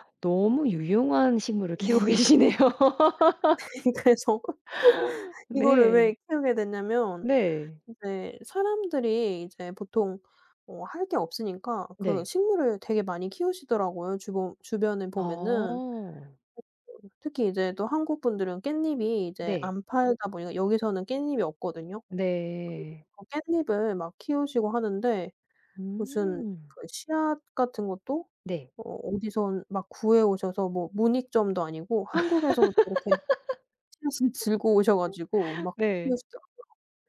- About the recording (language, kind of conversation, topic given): Korean, podcast, 집에서 느끼는 작은 행복은 어떤 건가요?
- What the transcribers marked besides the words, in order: laughing while speaking: "네"; laughing while speaking: "키우고 계시네요"; laughing while speaking: "네. 그래서"; laugh; unintelligible speech; background speech; other background noise; laugh